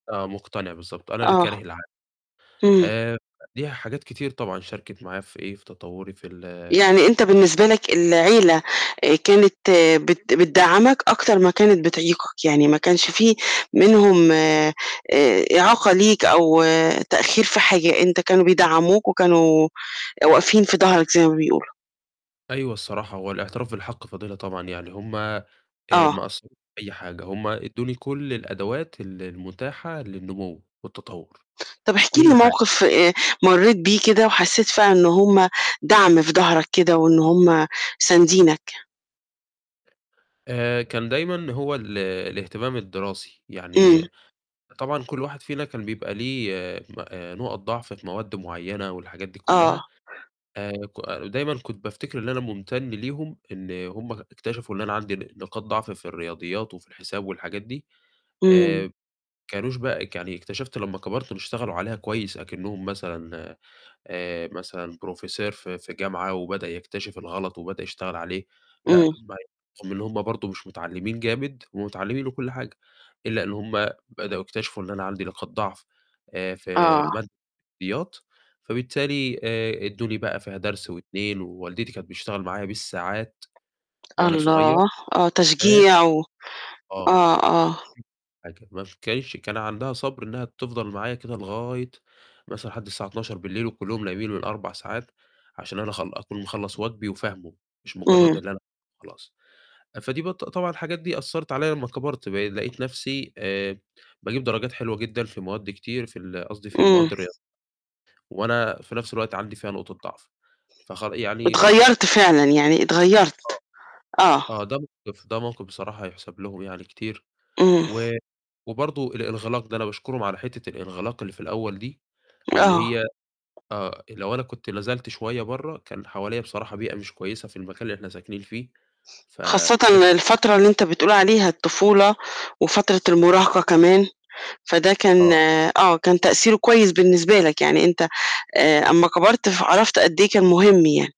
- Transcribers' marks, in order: tapping; distorted speech; in English: "Professor"; unintelligible speech; unintelligible speech; unintelligible speech; other noise
- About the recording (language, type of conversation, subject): Arabic, podcast, إيه دور الصحبة والعيلة في تطوّرك؟